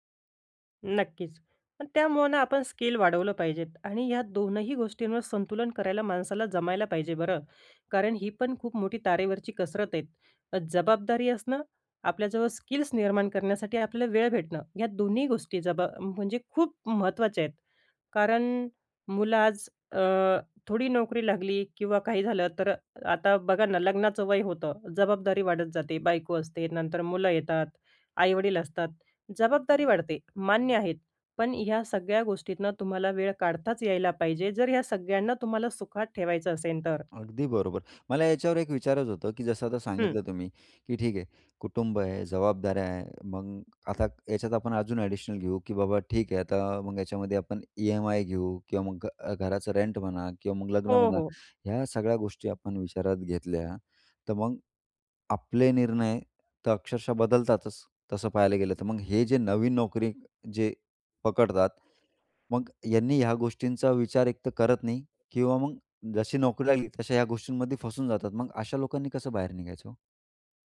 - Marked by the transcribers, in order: tapping; in English: "एडिशनल"
- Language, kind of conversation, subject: Marathi, podcast, नोकरी निवडताना तुमच्यासाठी जास्त पगार महत्त्वाचा आहे की करिअरमधील वाढ?